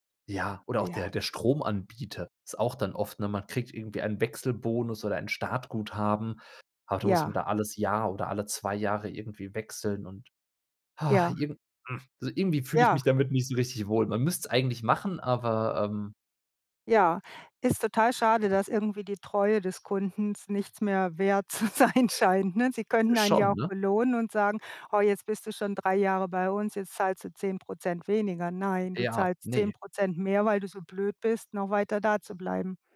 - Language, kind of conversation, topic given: German, unstructured, Was denkst du über die steigenden Preise im Alltag?
- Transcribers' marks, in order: sigh; other noise; "Kunden" said as "Kundens"; laughing while speaking: "zu sein scheint"